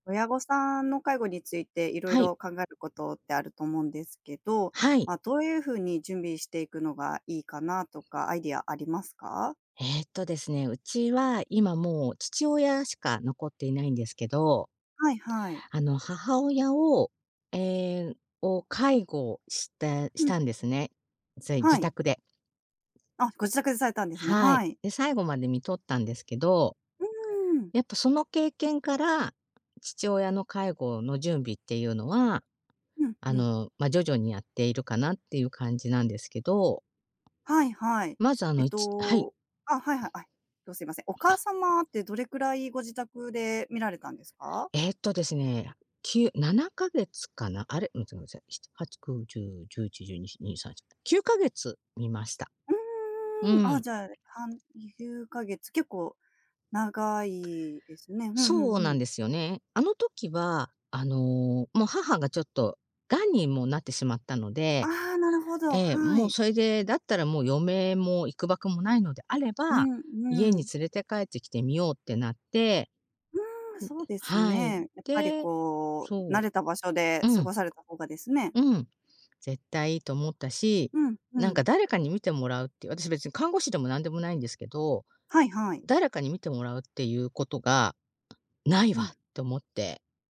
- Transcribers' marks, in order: other background noise; tapping
- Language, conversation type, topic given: Japanese, podcast, 親の介護に向けて、何からどのように準備すればよいですか？